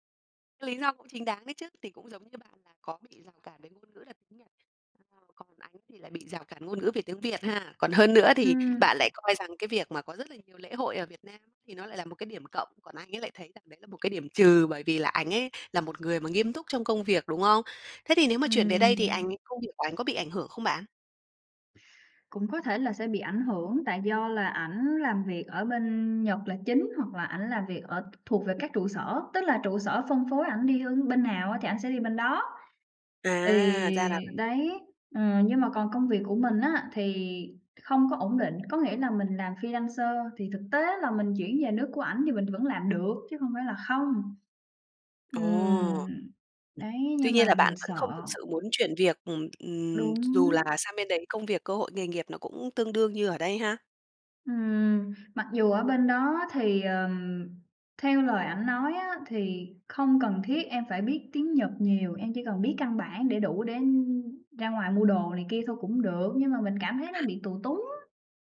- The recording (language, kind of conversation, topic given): Vietnamese, advice, Bạn nên làm gì khi vợ/chồng không muốn cùng chuyển chỗ ở và bạn cảm thấy căng thẳng vì phải lựa chọn?
- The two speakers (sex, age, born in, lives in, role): female, 25-29, Vietnam, Vietnam, user; female, 30-34, Vietnam, Vietnam, advisor
- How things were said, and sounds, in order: tapping; other background noise; in English: "freelancer"